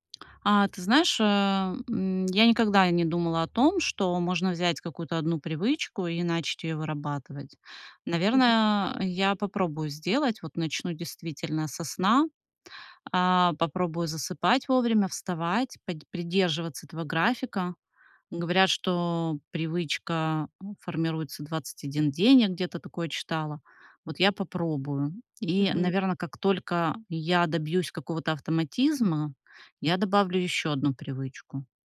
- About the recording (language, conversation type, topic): Russian, advice, Как мне не пытаться одновременно сформировать слишком много привычек?
- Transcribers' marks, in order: none